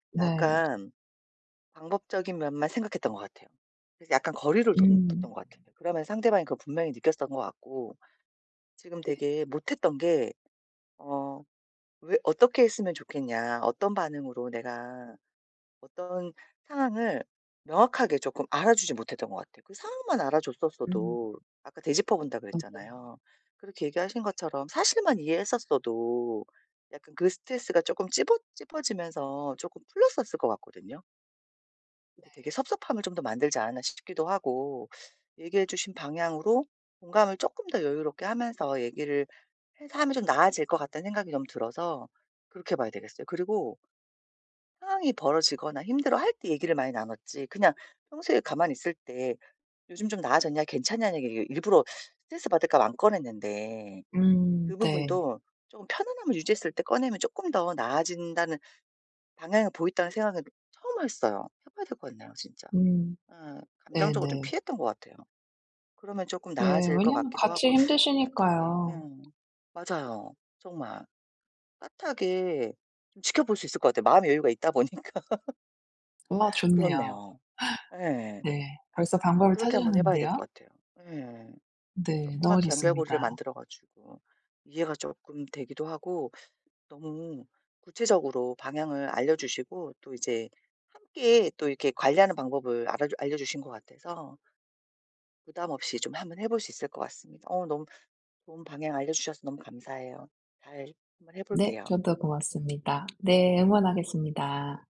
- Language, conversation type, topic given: Korean, advice, 일 스트레스로 소외감을 느끼는 연인을 어떻게 더 잘 도와줄 수 있을까요?
- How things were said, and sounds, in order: tapping; teeth sucking; gasp; laughing while speaking: "보니까"; laugh; other background noise